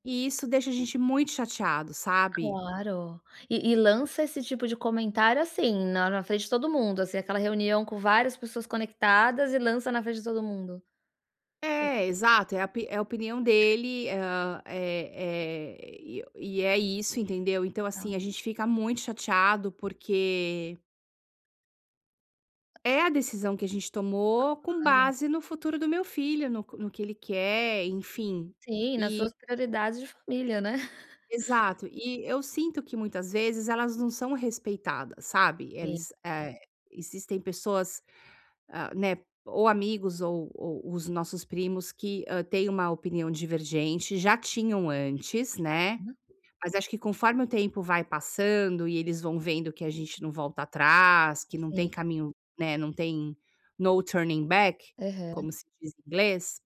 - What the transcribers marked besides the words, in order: tapping; chuckle; other background noise; in English: "no turning back"
- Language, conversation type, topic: Portuguese, advice, Como posso estabelecer limites com amigos sem magoá-los?